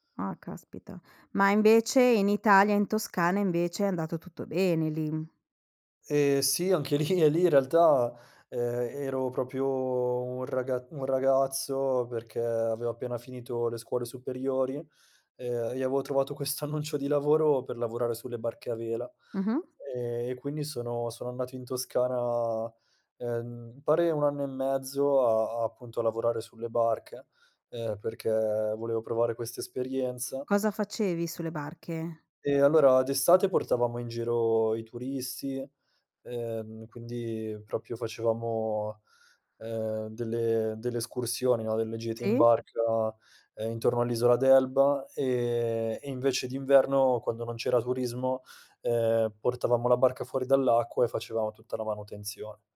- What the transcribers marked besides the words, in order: laughing while speaking: "lì"; "proprio" said as "propio"; laughing while speaking: "annuncio"; "proprio" said as "propio"
- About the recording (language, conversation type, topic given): Italian, podcast, Come è cambiata la tua identità vivendo in posti diversi?